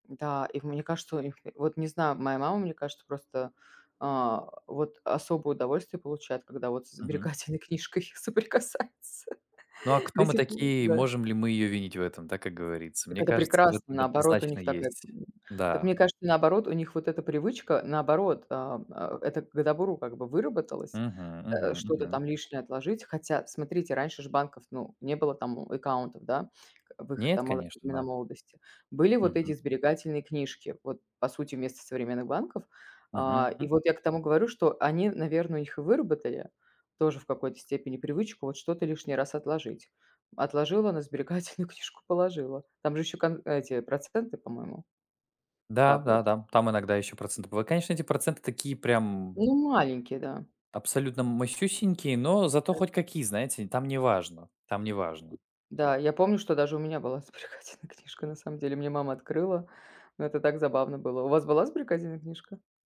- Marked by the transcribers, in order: laughing while speaking: "сберегательной книжкой соприкасается"; tapping; laughing while speaking: "сберегательную книжку"; unintelligible speech; other background noise; laughing while speaking: "сберегательная"
- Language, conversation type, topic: Russian, unstructured, Как вы начали экономить деньги и что вас на это вдохновило?